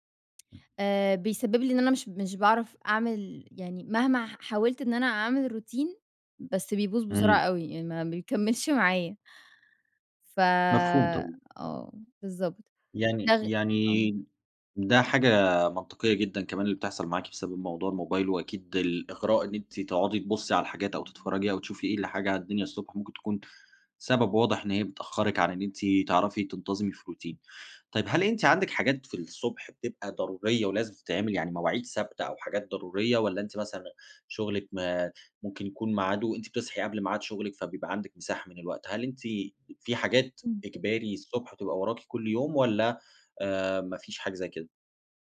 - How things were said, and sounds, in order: in English: "روتين"; laughing while speaking: "ما بيكمِّلش معايا"; in English: "روتين"
- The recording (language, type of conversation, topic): Arabic, advice, إزاي أقدر أبني روتين صباحي ثابت ومايتعطلش بسرعة؟